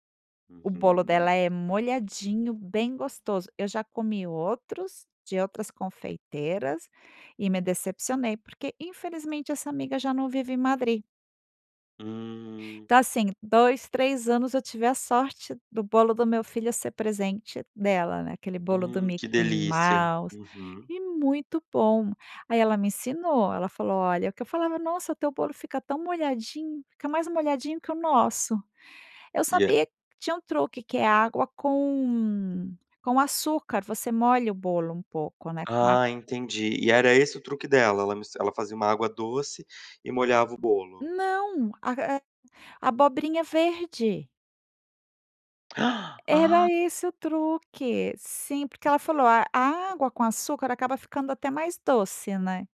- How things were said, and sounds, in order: gasp
- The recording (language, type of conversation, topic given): Portuguese, podcast, Que receita caseira você faz quando quer consolar alguém?